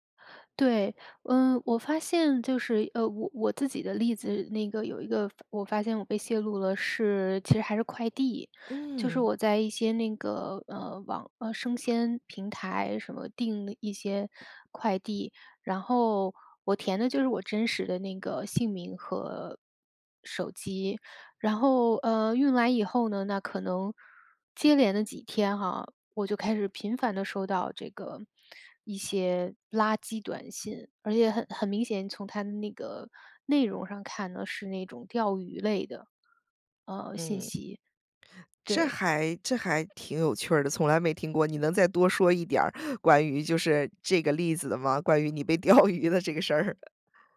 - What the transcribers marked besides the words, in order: other background noise; laughing while speaking: "钓鱼的这个事儿？"; other noise
- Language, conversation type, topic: Chinese, podcast, 我们该如何保护网络隐私和安全？